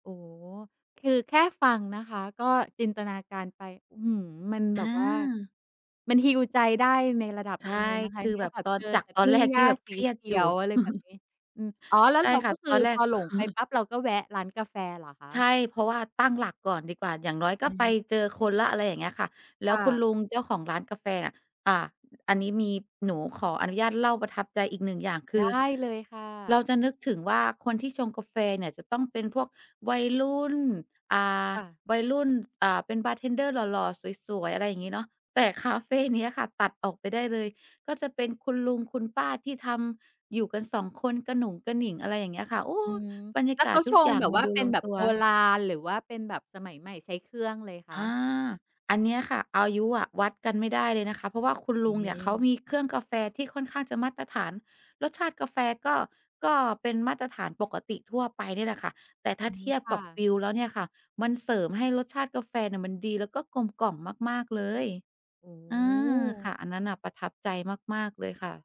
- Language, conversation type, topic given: Thai, podcast, คุณเคยหลงทางแล้วบังเอิญเจอสถานที่สวยงามไหม?
- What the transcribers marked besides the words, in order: in English: "heal"; tapping; chuckle; chuckle